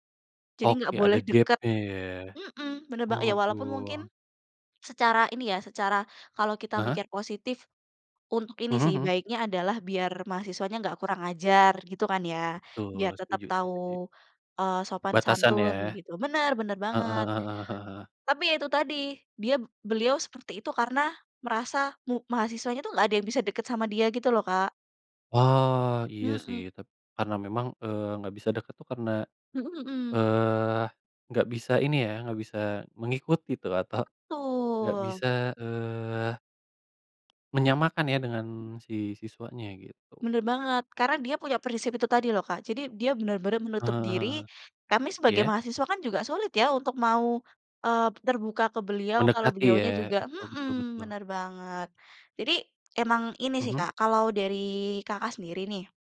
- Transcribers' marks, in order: other background noise; drawn out: "Betul"; laughing while speaking: "atau"; tongue click
- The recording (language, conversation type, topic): Indonesian, unstructured, Menurutmu, bagaimana cara membuat pelajaran menjadi lebih menyenangkan?